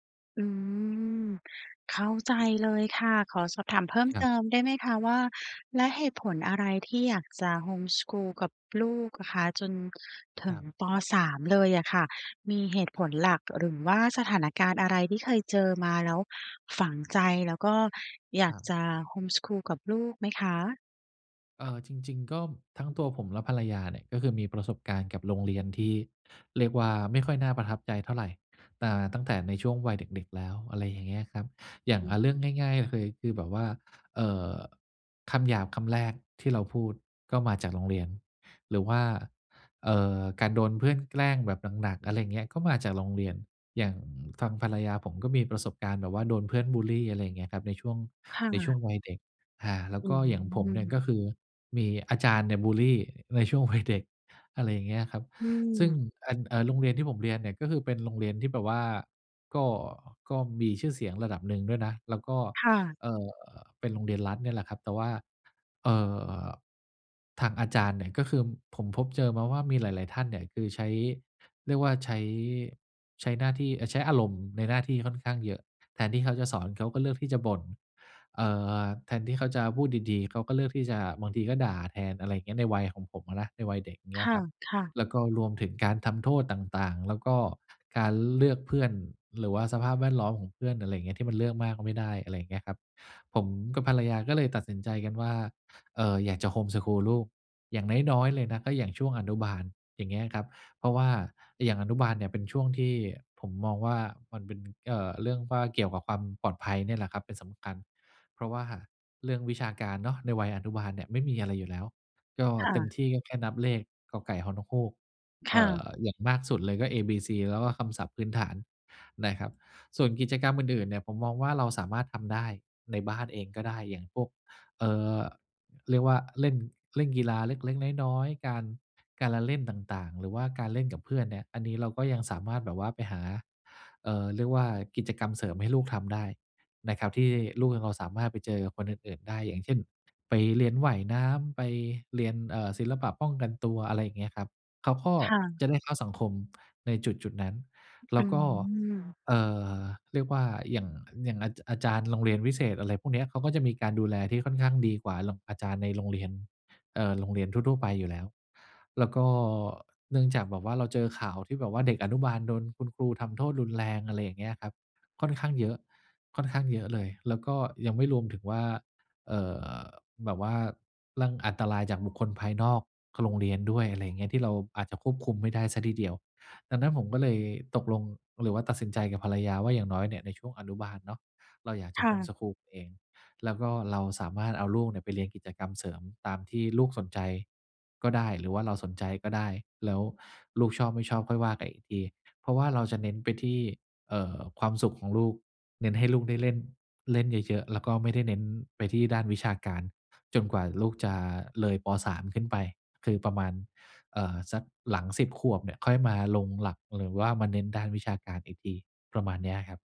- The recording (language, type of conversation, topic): Thai, advice, ฉันจะตัดสินใจเรื่องสำคัญของตัวเองอย่างไรโดยไม่ปล่อยให้แรงกดดันจากสังคมมาชี้นำ?
- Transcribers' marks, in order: other background noise; laughing while speaking: "วัยเด็ก"; other noise; "ก็คือ" said as "คึม"; tapping; "เรื่อง" said as "รั่ง"